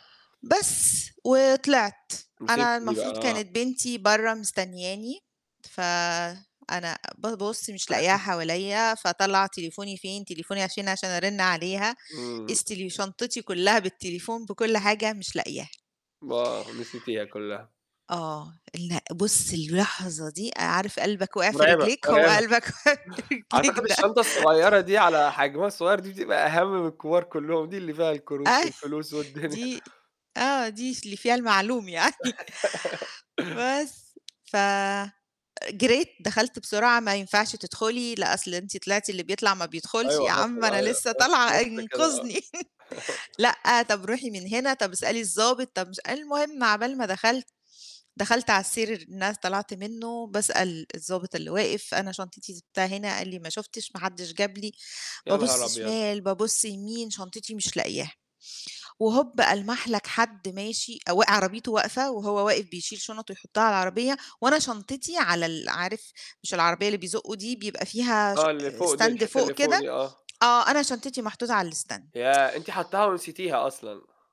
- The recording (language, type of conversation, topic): Arabic, podcast, احكيلي عن مرة شنط السفر ضاعت منك، عملت إيه بعد كده؟
- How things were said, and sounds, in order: chuckle; laughing while speaking: "مرعبة"; laughing while speaking: "وقع في رجليك ده"; chuckle; laughing while speaking: "أي"; laughing while speaking: "والدنيا"; laughing while speaking: "يعني"; laugh; chuckle; in English: "stand"; in English: "الstand"; tsk